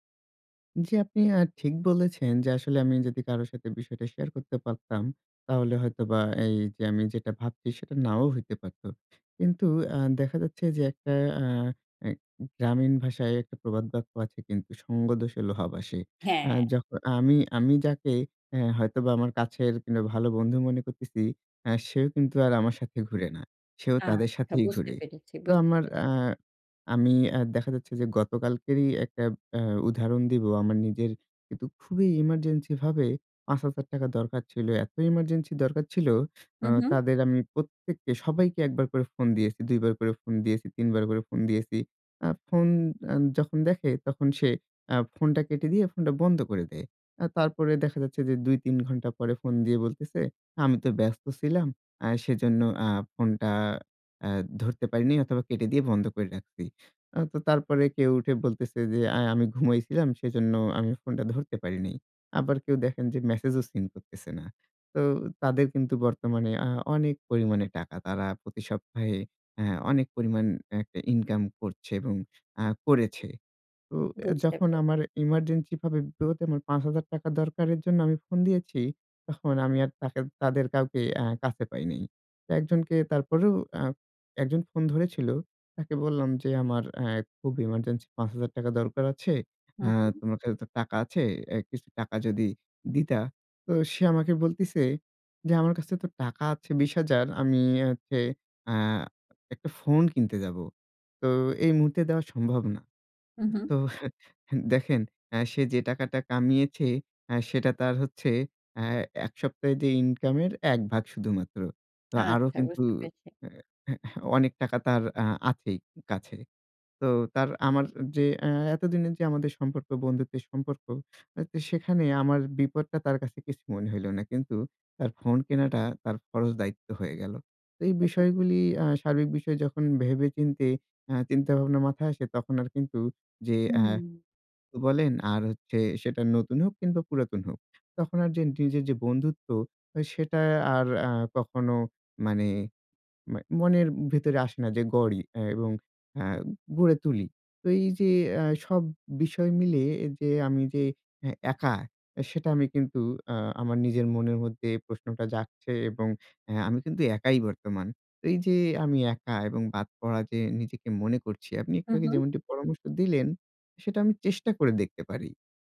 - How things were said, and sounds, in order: chuckle; unintelligible speech
- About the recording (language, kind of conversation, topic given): Bengali, advice, পার্টি বা ছুটির দিনে বন্ধুদের সঙ্গে থাকলে যদি নিজেকে একা বা বাদ পড়া মনে হয়, তাহলে আমি কী করতে পারি?